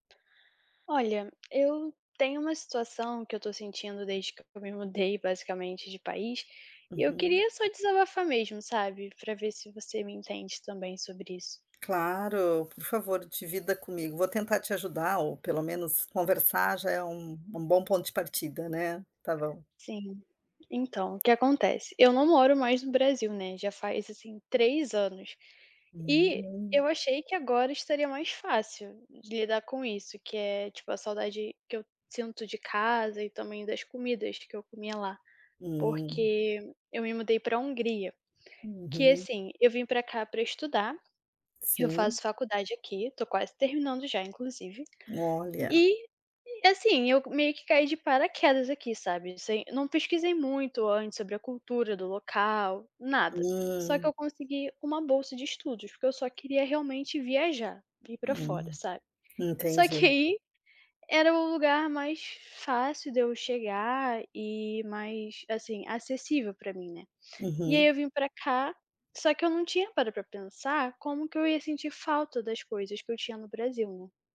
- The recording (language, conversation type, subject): Portuguese, advice, Como lidar com uma saudade intensa de casa e das comidas tradicionais?
- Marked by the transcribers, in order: tapping